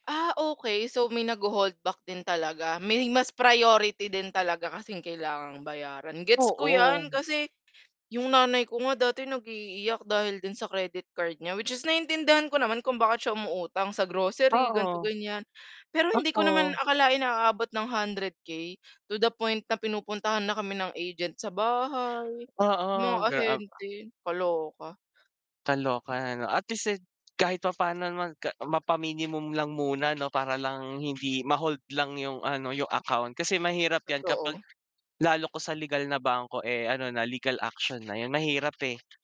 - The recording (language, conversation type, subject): Filipino, unstructured, Paano mo haharapin ang utang na mahirap bayaran?
- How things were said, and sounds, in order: static; distorted speech; other background noise; mechanical hum